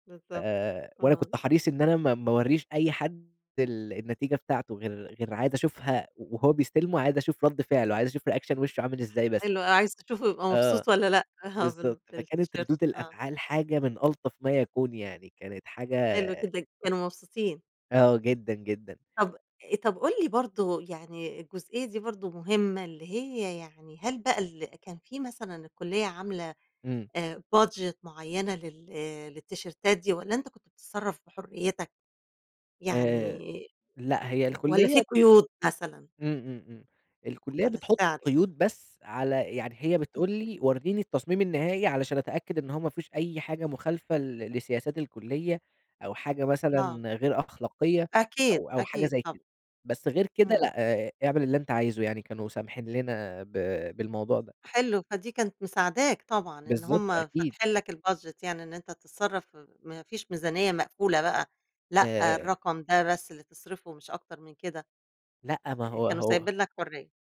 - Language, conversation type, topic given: Arabic, podcast, إيه الحاجة اللي عملتها بإيدك وحسّيت بفخر ساعتها؟
- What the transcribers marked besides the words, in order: in English: "reaction"; in English: "بالتيشيرت"; in English: "budget"; in English: "للتيشيرتات"; tapping; unintelligible speech; in English: "الbudget"